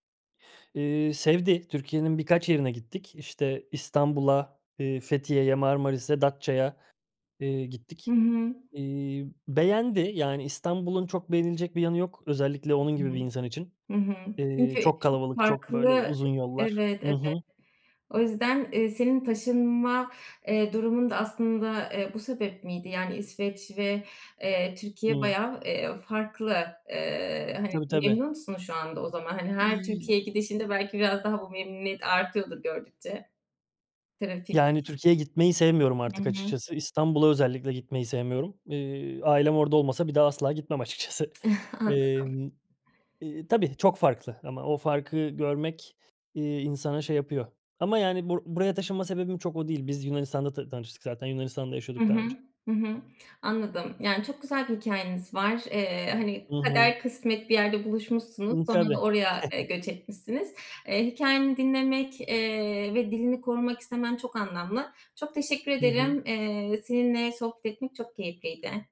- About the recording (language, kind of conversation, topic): Turkish, podcast, Dilini korumak ve canlı tutmak için günlük hayatında neler yapıyorsun?
- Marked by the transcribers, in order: other background noise; tapping; tsk; laughing while speaking: "açıkçası"; chuckle